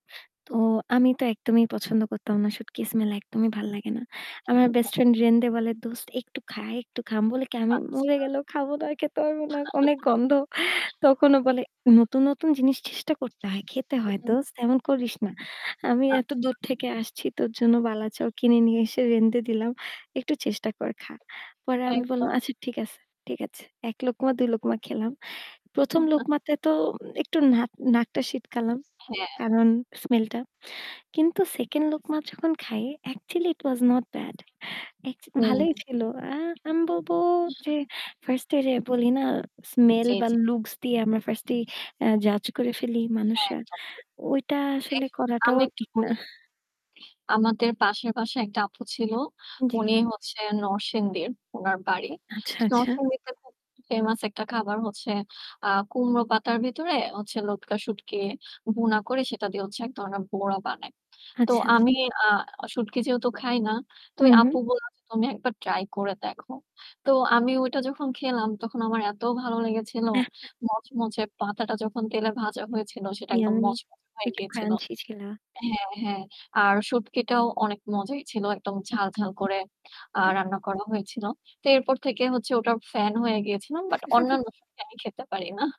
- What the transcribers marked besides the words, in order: static; unintelligible speech; tapping; distorted speech; "খা" said as "খাম"; laugh; other background noise; laughing while speaking: "আমি মরে গেলেও খাবো না, আর খেতে পারব না"; in English: "থ্যাংক গড"; "রেধে" said as "রেন্দে"; other noise; laugh; in English: "স্মেল"; in English: "সেকেন্ড"; in English: "অ্যাকচুয়ালি ইট ওয়াজ নট ব্যাড"; in English: "ফার্স্ট"; in English: "স্মেল"; in English: "লুকস"; in English: "জাজ"; in English: "ইয়াম্মি"; in English: "ক্রাঞ্চি"; laugh
- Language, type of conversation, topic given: Bengali, unstructured, ভ্রমণে গিয়ে নতুন খাবার খেতে আপনার কেমন লাগে?